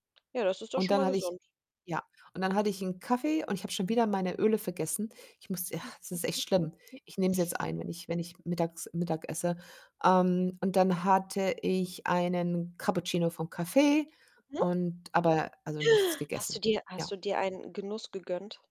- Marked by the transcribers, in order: chuckle
- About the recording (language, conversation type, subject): German, unstructured, Wie findest du die richtige Balance zwischen gesunder Ernährung und Genuss?
- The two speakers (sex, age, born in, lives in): female, 30-34, Italy, Germany; female, 50-54, Germany, Germany